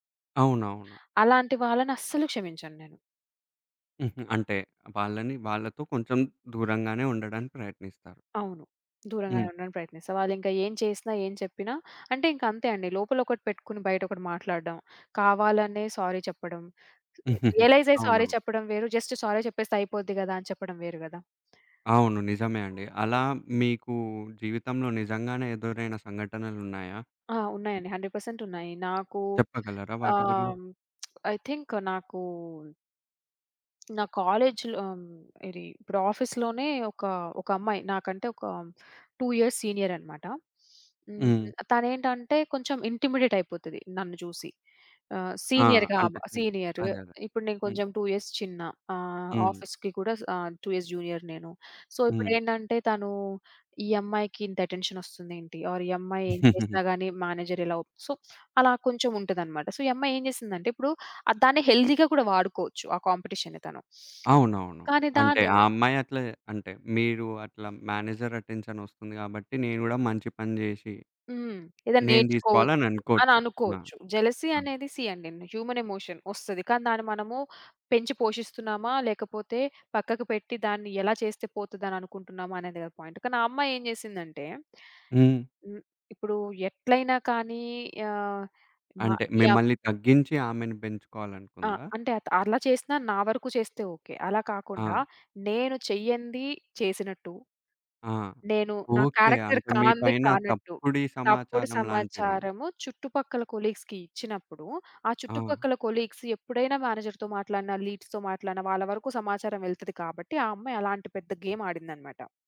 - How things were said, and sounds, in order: other background noise; in English: "సారీ"; in English: "రియలైజ్"; in English: "సారీ"; giggle; in English: "జస్ట్ సారీ"; tapping; lip smack; in English: "ఐ థింక్"; in English: "కాలేజ్‌లో"; in English: "ఆఫీస్‌లోనే"; in English: "టూ ఇయర్స్"; sniff; in English: "సీనియర్‌గా"; in English: "టూ ఇయర్స్"; in English: "ఆఫీస్‌కి"; in English: "టూ ఇయర్స్ జూనియర్"; in English: "సో"; in English: "ఆర్"; giggle; in English: "మేనేజర్"; in English: "సో"; in English: "సో"; in English: "హెల్తీగా"; in English: "కాంపిటీషన్‌ని"; sniff; in English: "మేనేజర్ అటెన్‌షన్"; in English: "జలసీ"; in English: "సీ"; in English: "హ్యూమన్ ఎమోషన్"; in English: "పాయింట్"; in English: "క్యారెక్టర్"; in English: "కొలీగ్స్‌కిచ్చినప్పుడు"; in English: "కొలీగ్స్"; in English: "మేనేజర్‌తో"; in English: "లీడ్స్‌తో"
- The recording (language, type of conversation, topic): Telugu, podcast, ఇతరుల పట్ల సానుభూతి ఎలా చూపిస్తారు?